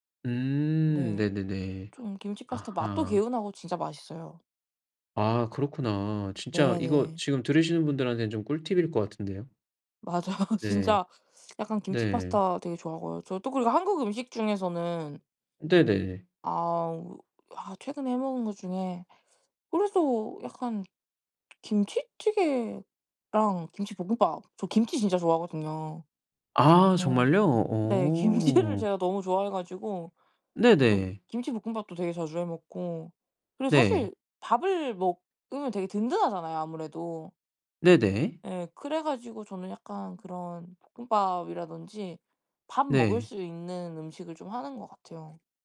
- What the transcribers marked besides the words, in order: laughing while speaking: "맞아요"; tapping; laughing while speaking: "김치를"
- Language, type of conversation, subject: Korean, podcast, 집에 늘 챙겨두는 필수 재료는 무엇인가요?